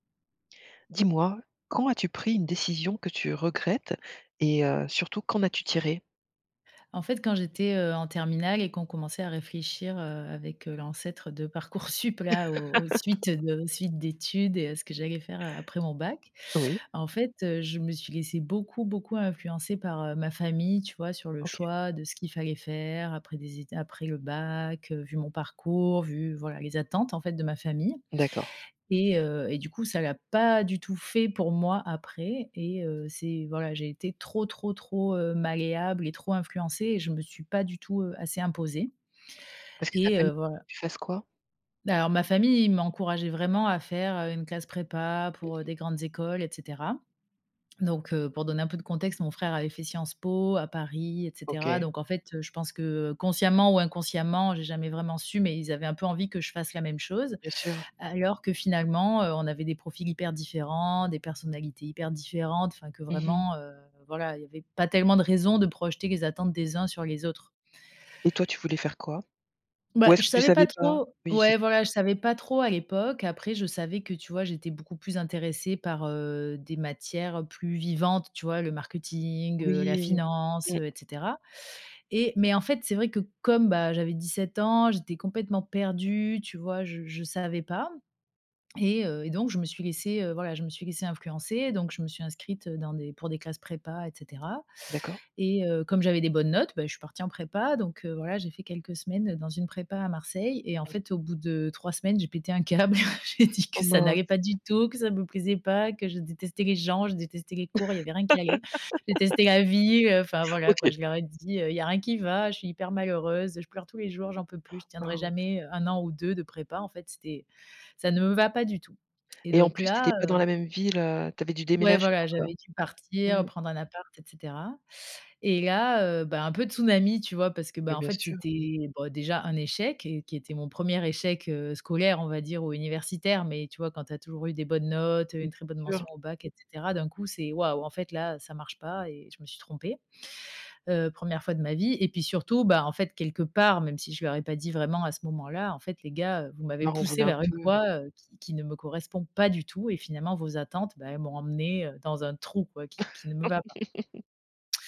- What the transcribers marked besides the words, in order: laugh; tapping; laughing while speaking: "câble. J'ai dit que"; chuckle; laugh; "Waouh" said as "Baouh"; unintelligible speech; laugh
- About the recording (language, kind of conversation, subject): French, podcast, Quand as-tu pris une décision que tu regrettes, et qu’en as-tu tiré ?